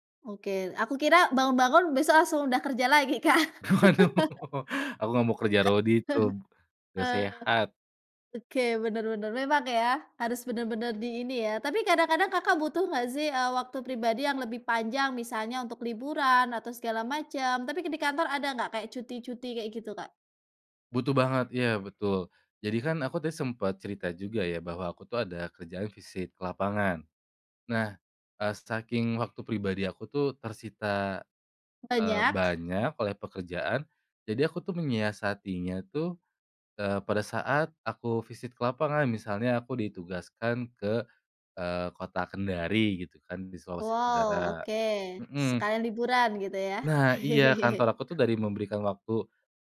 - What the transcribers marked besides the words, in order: laughing while speaking: "Waduh"; laugh; chuckle; in English: "visit"; in English: "visit"; chuckle
- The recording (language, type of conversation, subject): Indonesian, podcast, Bagaimana cara kamu menetapkan batasan antara pekerjaan dan waktu pribadi?